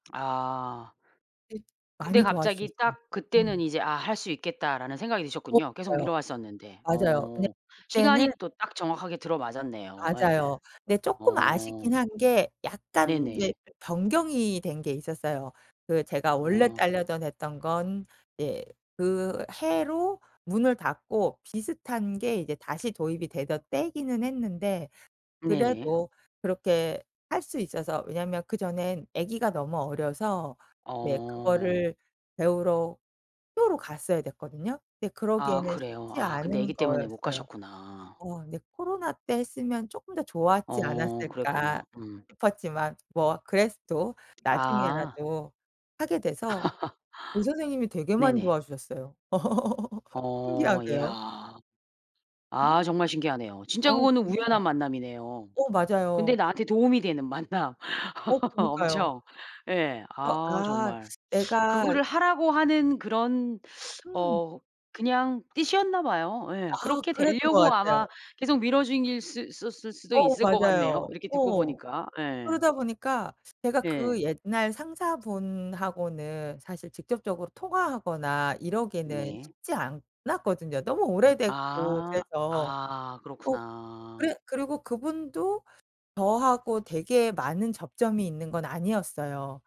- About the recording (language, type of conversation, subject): Korean, podcast, 우연한 만남으로 얻게 된 기회에 대해 이야기해줄래?
- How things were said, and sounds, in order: tapping; other background noise; laugh; laugh; laughing while speaking: "만남"; laugh